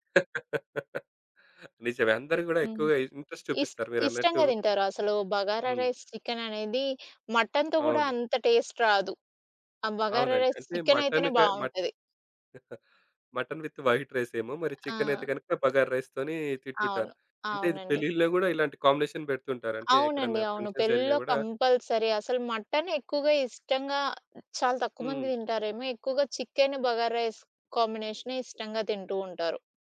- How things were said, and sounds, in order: laugh; in English: "ఇంట్రెస్ట్"; in English: "రైస్"; in English: "టేస్ట్"; in English: "రైస్"; chuckle; in English: "విత్ వైట్"; other background noise; in English: "కాంబినేషన్"; in English: "ఫంక్షన్స్"; in English: "కంపల్సరీ"; in English: "రైస్"
- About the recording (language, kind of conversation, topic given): Telugu, podcast, ఒక చిన్న బడ్జెట్‌లో పెద్ద విందు వంటకాలను ఎలా ప్రణాళిక చేస్తారు?
- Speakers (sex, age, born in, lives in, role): female, 30-34, India, United States, guest; male, 35-39, India, India, host